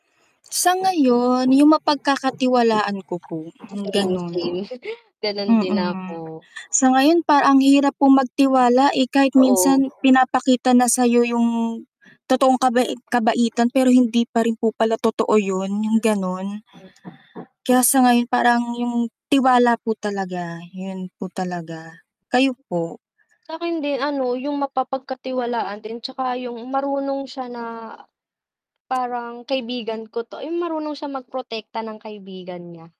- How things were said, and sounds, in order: mechanical hum; other background noise; static; chuckle
- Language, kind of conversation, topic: Filipino, unstructured, Paano mo pinipili ang iyong mga kaibigan ngayon kumpara noong bata ka?